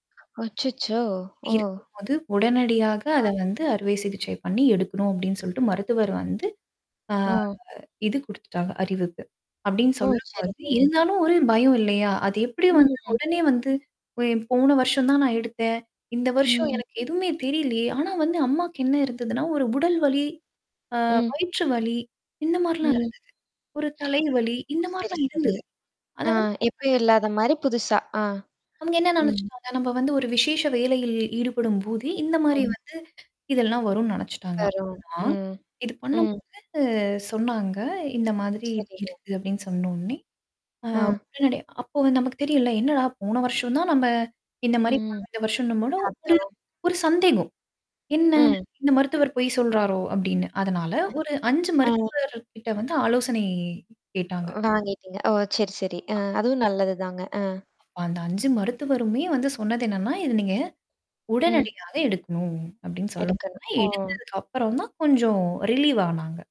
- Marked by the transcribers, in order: tapping; distorted speech; static; mechanical hum; drawn out: "ம்"; other background noise; unintelligible speech; in English: "ரிலீவ்"
- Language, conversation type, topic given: Tamil, podcast, உடல்நலச் சின்னங்களை நீங்கள் பதிவு செய்வது உங்களுக்கு எப்படிப் பயன் தருகிறது?